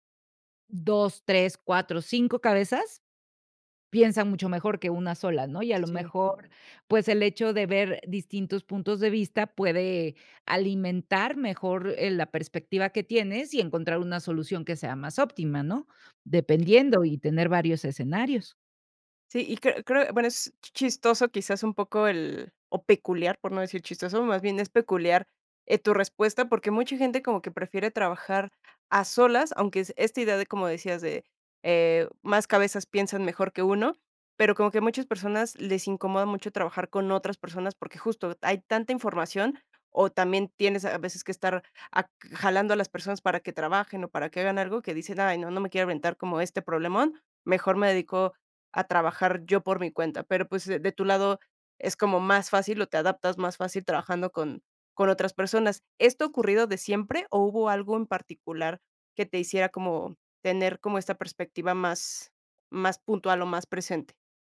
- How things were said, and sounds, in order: other background noise
- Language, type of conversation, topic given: Spanish, podcast, ¿Te gusta más crear a solas o con más gente?